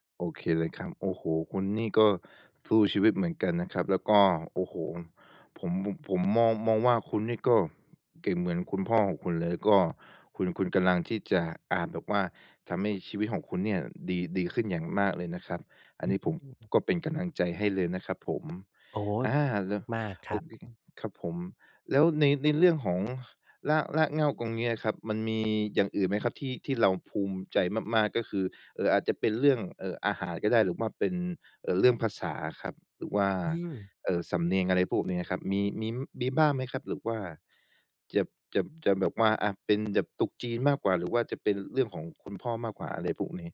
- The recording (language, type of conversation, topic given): Thai, podcast, ประสบการณ์อะไรที่ทำให้คุณรู้สึกภูมิใจในรากเหง้าของตัวเอง?
- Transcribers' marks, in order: other background noise; "ตรง" said as "กง"; "ตรุษจีน" said as "ตุกจีน"